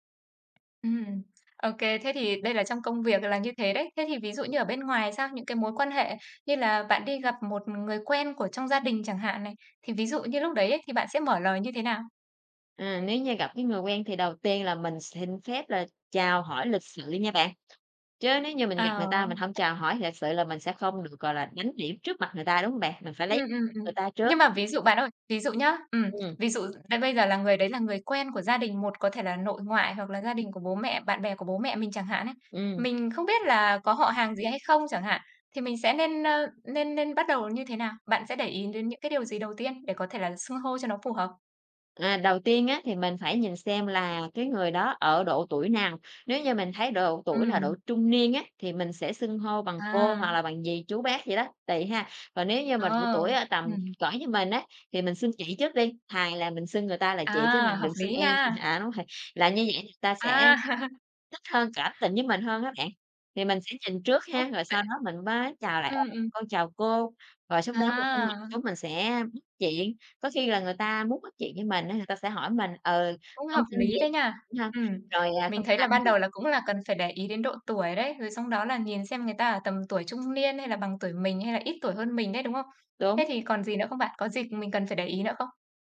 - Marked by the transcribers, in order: tapping; other background noise; other noise; laughing while speaking: "À"; chuckle; unintelligible speech; "người" said as "ừn"
- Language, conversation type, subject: Vietnamese, podcast, Bạn bắt chuyện với người mới quen như thế nào?